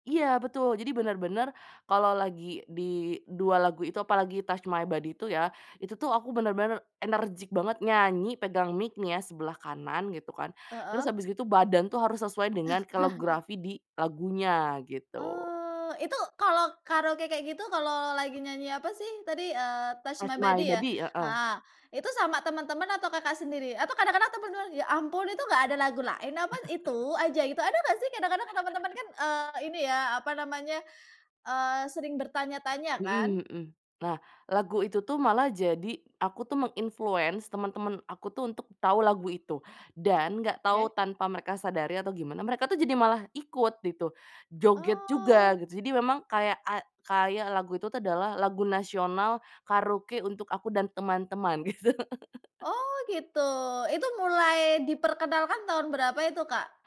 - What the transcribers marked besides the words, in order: chuckle; tapping; laugh; in English: "meng-influence"; laughing while speaking: "gitu"; chuckle
- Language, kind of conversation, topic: Indonesian, podcast, Lagu apa yang selalu kamu pilih untuk dinyanyikan saat karaoke?